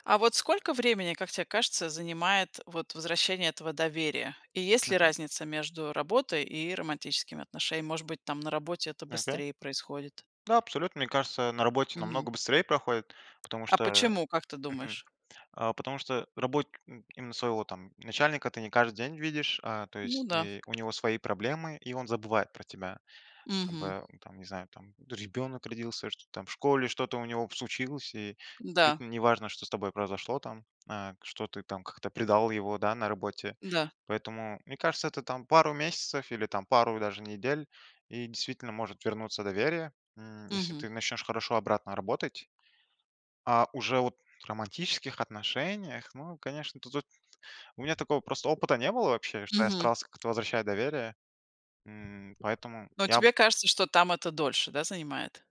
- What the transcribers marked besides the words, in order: other background noise; tapping
- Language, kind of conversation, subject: Russian, podcast, Что важнее для доверия: обещания или поступки?